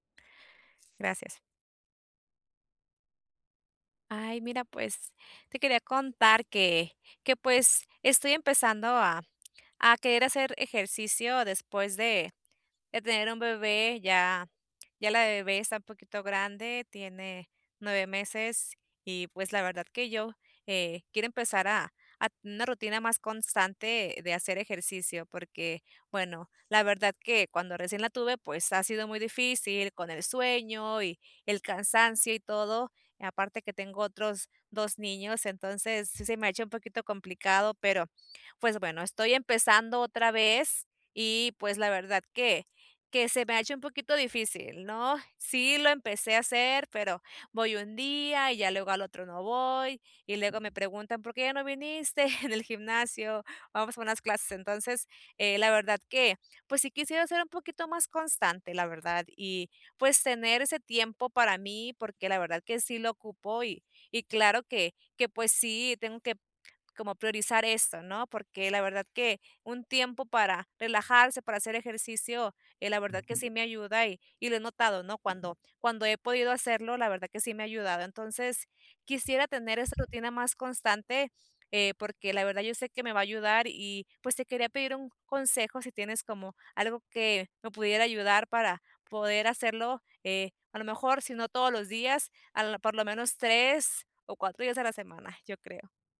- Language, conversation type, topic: Spanish, advice, ¿Cómo puedo ser más constante con mi rutina de ejercicio?
- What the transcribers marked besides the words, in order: other background noise; chuckle; tapping